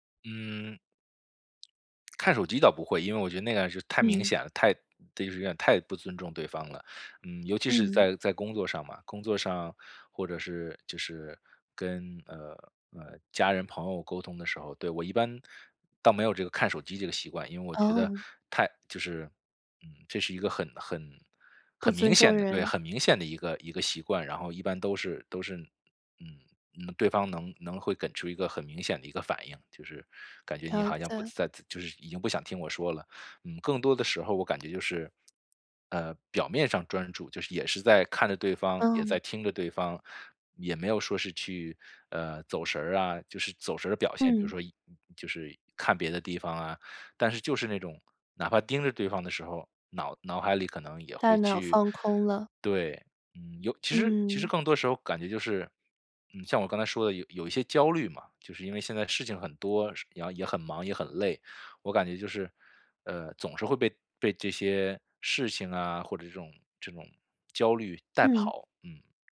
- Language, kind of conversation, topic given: Chinese, advice, 如何在与人交谈时保持专注？
- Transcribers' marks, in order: "给" said as "哏"; tapping; other background noise